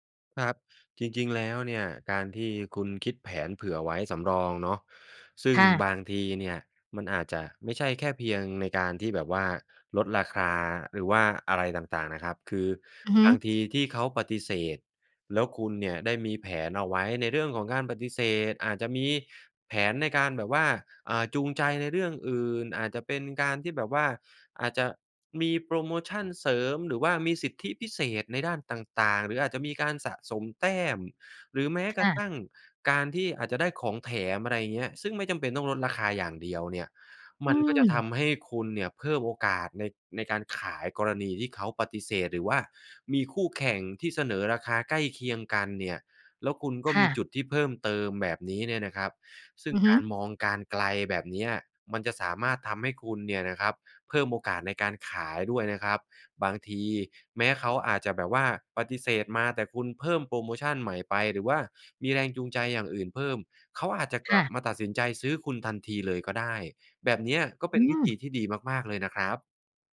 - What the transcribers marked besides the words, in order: none
- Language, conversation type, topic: Thai, advice, ฉันควรรับมือกับการคิดลบซ้ำ ๆ ที่ทำลายความมั่นใจในตัวเองอย่างไร?